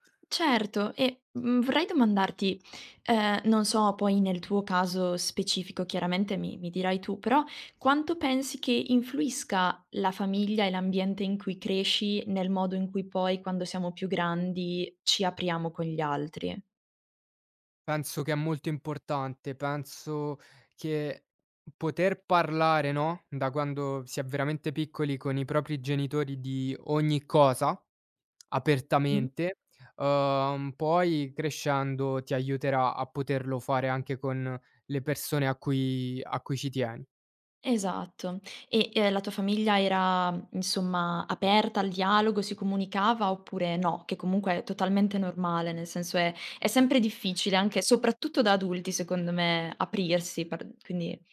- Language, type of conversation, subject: Italian, podcast, Come cerchi supporto da amici o dalla famiglia nei momenti difficili?
- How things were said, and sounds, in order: tapping